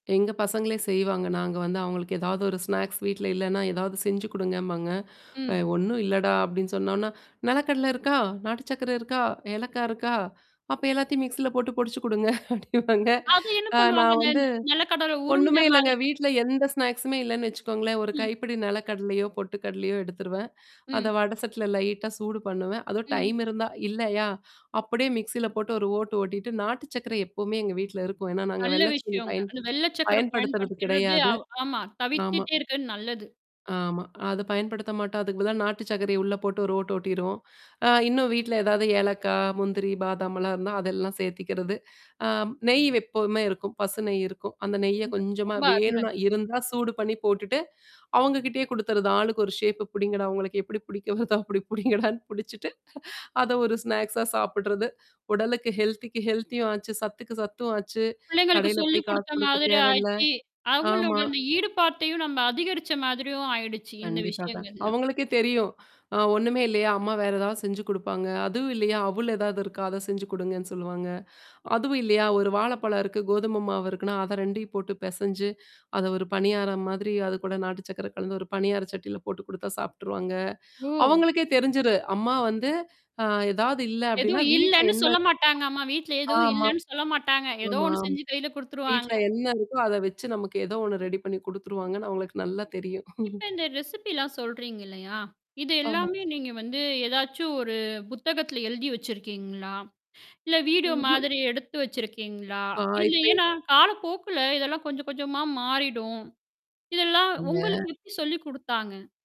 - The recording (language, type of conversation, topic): Tamil, podcast, சொந்தக் குடும்ப சமையல் குறிப்புகளை குழந்தைகளுக்கு நீங்கள் எப்படிக் கற்பிக்கிறீர்கள்?
- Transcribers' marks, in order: in English: "ஸ்நாக்ஸ்"; in English: "மிக்ஸியில"; laughing while speaking: "குடுங்க அப்டிவாங்க"; in English: "ஸ்நாக்ஸ்மே"; in English: "லைட்டா"; in English: "டைம்"; in English: "மிக்ஸில"; distorted speech; other noise; "எப்பவுமே" said as "வெப்பவுமே"; in English: "ஷேப்பு"; laughing while speaking: "உங்களுக்கு எப்டி பிடிக்க வருதா அப்டி புடிங்கடான்னு புடிச்சுட்டு"; in English: "ஸ்நாக்ஸா"; in English: "ஹெல்த்திக்கு ஹெல்த்தியும்"; in English: "ரெடி"; chuckle; in English: "ரெசிபிலாம்"; in English: "வீடியோ"